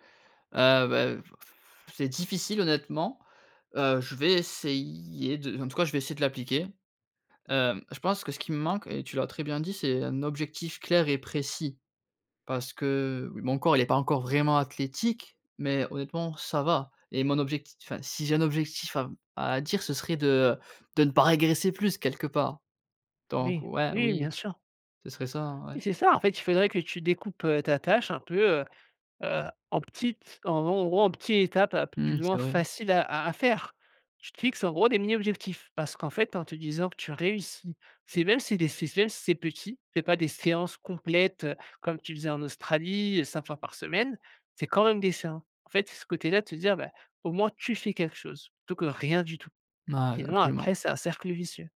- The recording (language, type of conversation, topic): French, advice, Comment expliquer que vous ayez perdu votre motivation après un bon départ ?
- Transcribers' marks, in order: stressed: "essayer"; tapping; "objectif" said as "objectite"; stressed: "tu"; stressed: "rien"